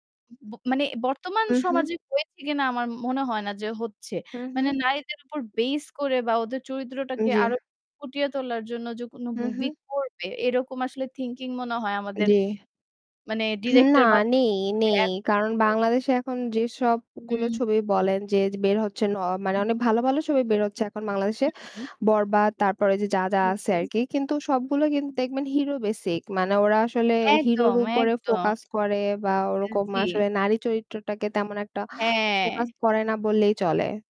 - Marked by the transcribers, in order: distorted speech; unintelligible speech; other background noise; in English: "hero basic"
- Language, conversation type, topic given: Bengali, unstructured, সিনেমায় নারীদের চরিত্র নিয়ে আপনার কী ধারণা?